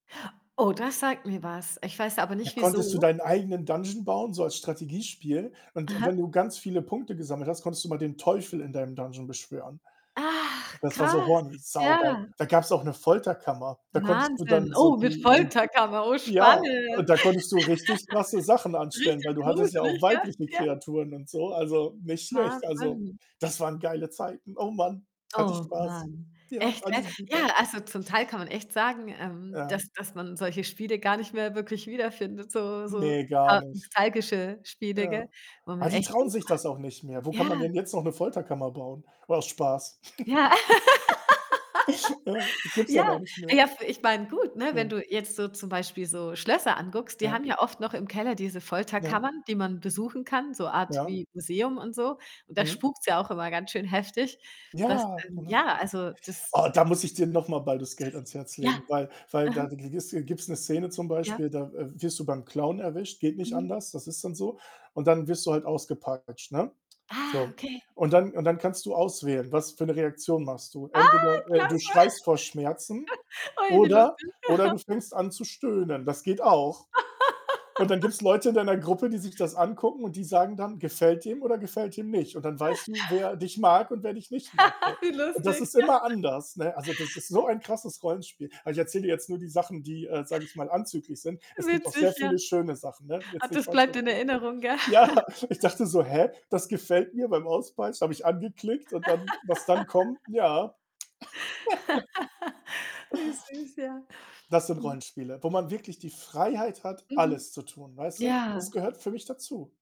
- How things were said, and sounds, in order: in English: "dungeon"; distorted speech; surprised: "Ach krass, ja"; in English: "dungeon"; in English: "horny"; laugh; other background noise; unintelligible speech; unintelligible speech; laugh; laughing while speaking: "Ja"; unintelligible speech; unintelligible speech; joyful: "Ah, klasse"; static; chuckle; snort; laugh; chuckle; laugh; laugh; laughing while speaking: "Ja"; laugh; laugh; giggle
- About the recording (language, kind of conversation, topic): German, unstructured, Wie beeinflussen nostalgische Gefühle die Ranglisten klassischer Videospiele?